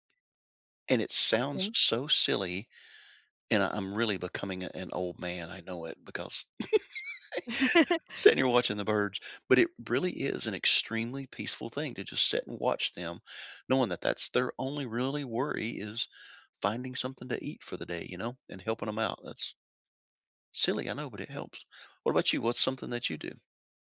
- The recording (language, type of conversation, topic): English, unstructured, How do you practice self-care in your daily routine?
- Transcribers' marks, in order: other background noise; laugh